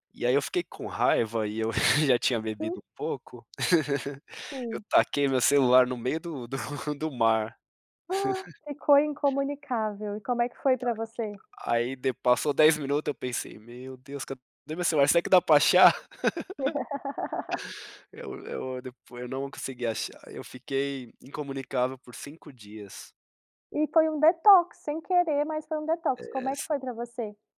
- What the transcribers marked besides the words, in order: giggle; laugh; laugh; laugh; in English: "detox"; in English: "detox"
- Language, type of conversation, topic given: Portuguese, podcast, Dá para viver sem redes sociais hoje em dia?